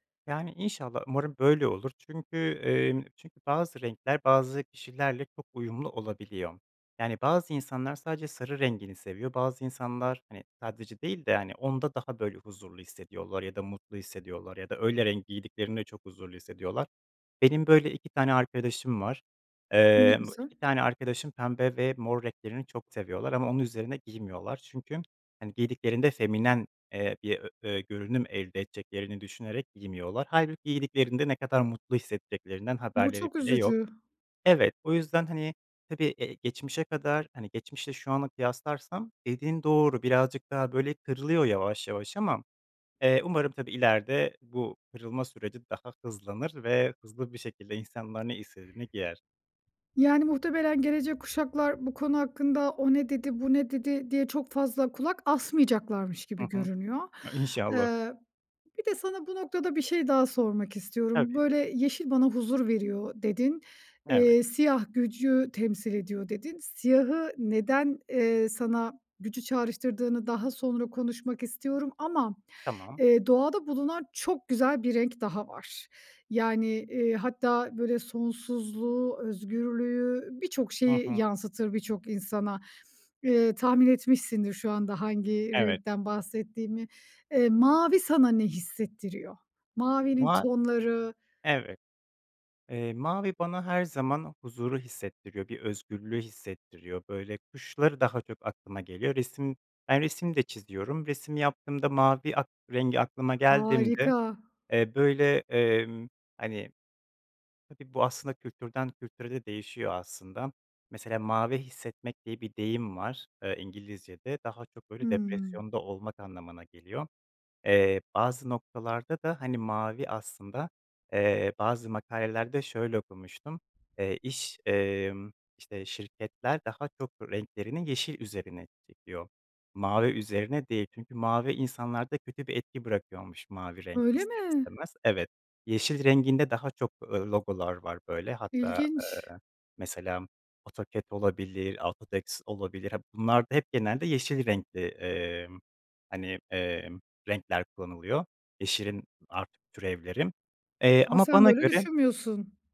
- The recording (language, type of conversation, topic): Turkish, podcast, Renkler ruh halini nasıl etkiler?
- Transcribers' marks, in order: tapping; laughing while speaking: "İnşallah"; other background noise